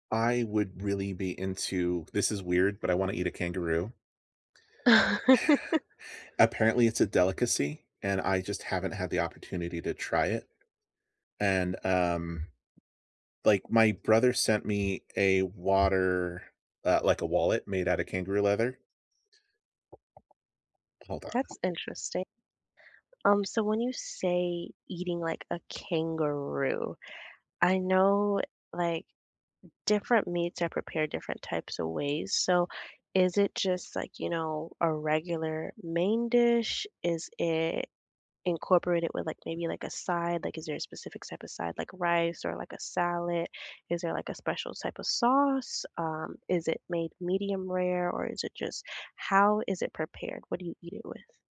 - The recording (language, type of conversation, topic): English, unstructured, What place are you daydreaming about visiting soon, and what makes it special to you?
- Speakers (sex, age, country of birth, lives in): female, 20-24, United States, United States; male, 40-44, United States, United States
- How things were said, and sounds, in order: laugh; chuckle; other background noise; tapping